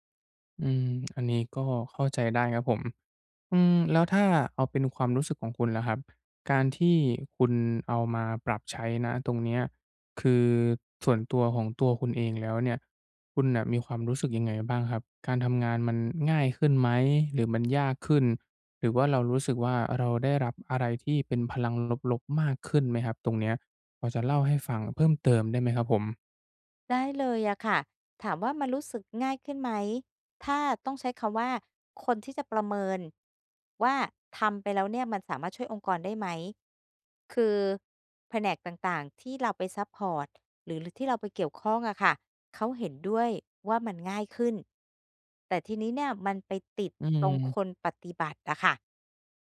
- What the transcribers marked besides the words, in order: other background noise
- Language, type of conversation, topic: Thai, advice, จะทำอย่างไรให้คนในองค์กรเห็นความสำเร็จและผลงานของฉันมากขึ้น?